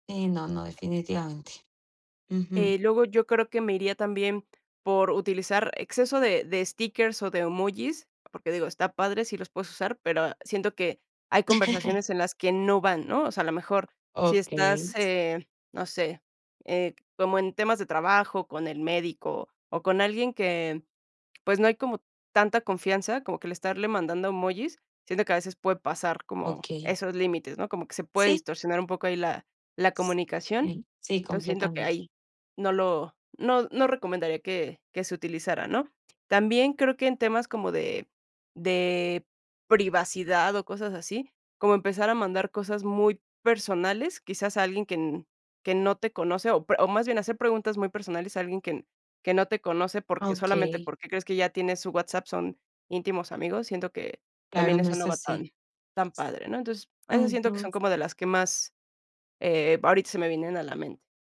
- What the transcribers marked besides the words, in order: laugh
- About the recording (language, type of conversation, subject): Spanish, podcast, ¿Qué consideras que es de buena educación al escribir por WhatsApp?